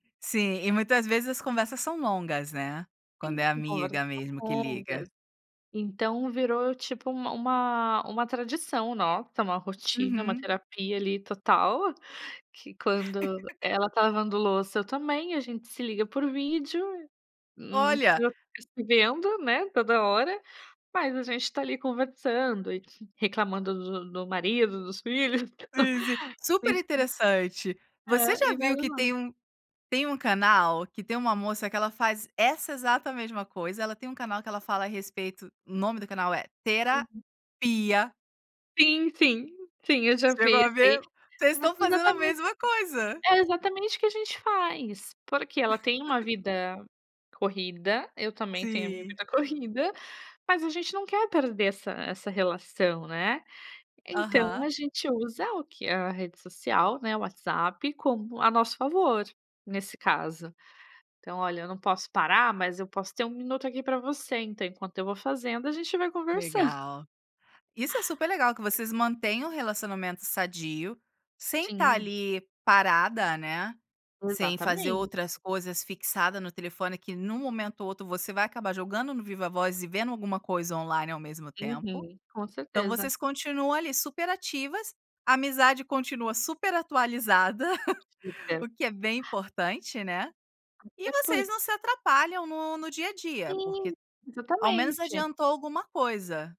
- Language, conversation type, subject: Portuguese, podcast, Qual é a sua relação com as redes sociais hoje em dia?
- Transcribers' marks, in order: laugh; laugh; unintelligible speech; laugh; chuckle; unintelligible speech; giggle